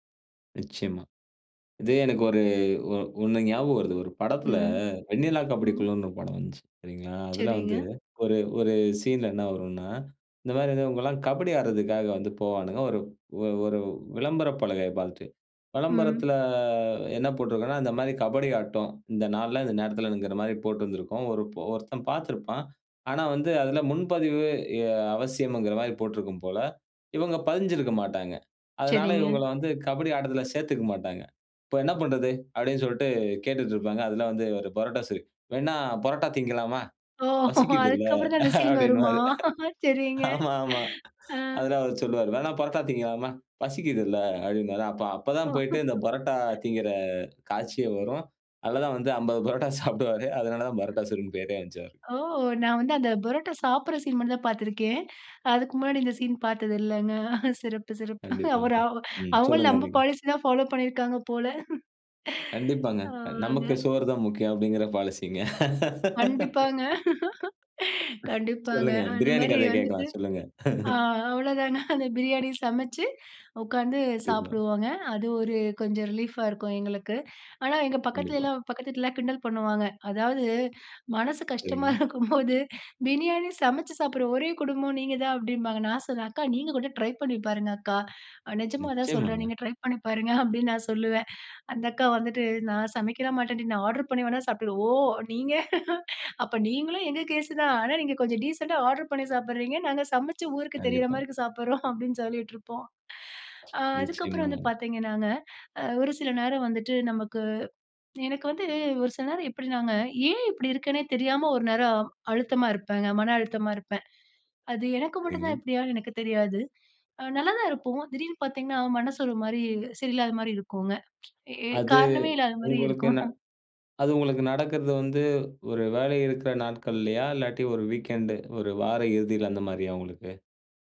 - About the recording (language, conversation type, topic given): Tamil, podcast, மனஅழுத்தத்தை குறைக்க வீட்டிலேயே செய்யக்கூடிய எளிய பழக்கங்கள் என்ன?
- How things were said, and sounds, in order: put-on voice: "பரோட்டா திங்கலாமா"; laughing while speaking: "ஒ! அதுக்கப்புறம் தான் அந்த சீன் வருமா? சரிங்க. ஆ"; laughing while speaking: "பசிக்குதில, அப்டினுவாறு. ஆமா, ஆமா"; laugh; laughing while speaking: "சாப்பிடுவாரு"; other background noise; laughing while speaking: "சிறப்பு, சிறப்பு. அவரு அவ் அவங்களும் நம்ம பாலிசி தான் பாலோ பண்ணியிருக்காங்க போல. ஆமாங்க"; laughing while speaking: "கண்டிப்பாங்க. கண்டிப்பாங்க. அந்த மாரி வந்துட்டு ஆ அவ்வளோதானா அந்த பிரியாணி சமைச்சு உட்காந்து சாப்பிடுவாங்க"; laugh; laugh; in English: "ரிலீஃப்பா"; laughing while speaking: "கஷ்டமா இருக்கும்போது"; drawn out: "ஓ!"; laughing while speaking: "நீங்க, அப்ப நீங்களும் எங்க கேஸ் தான்"; in English: "டீசென்ட்டா ஆர்டர்"; laughing while speaking: "சாப்பிடுறோம்"; drawn out: "அது"; in English: "வீக்கெண்டு"